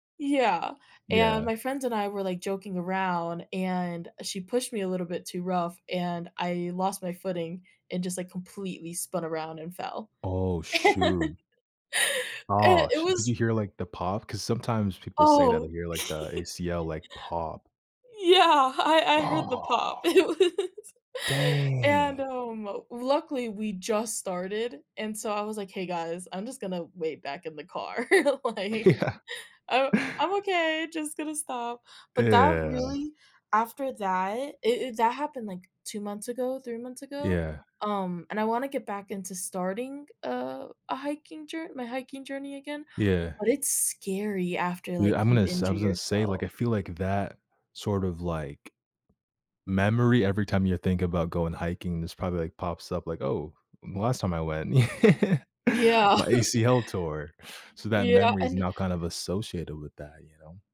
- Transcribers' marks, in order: laugh; other background noise; stressed: "Oh"; gasp; laughing while speaking: "Yeah"; drawn out: "Ah. Dang"; stressed: "Ah. Dang"; laughing while speaking: "It was"; chuckle; laughing while speaking: "like"; laugh; tapping; laugh; chuckle
- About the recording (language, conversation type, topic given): English, unstructured, Have you ever felt stuck making progress in a hobby?